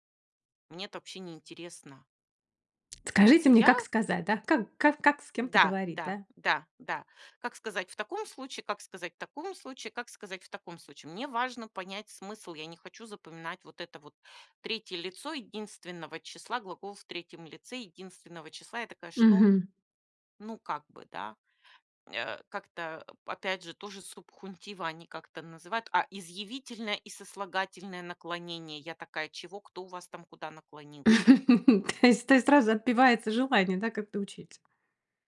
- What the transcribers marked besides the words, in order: in Spanish: "субхунтива"; chuckle
- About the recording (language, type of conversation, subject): Russian, podcast, Как, по-твоему, эффективнее всего учить язык?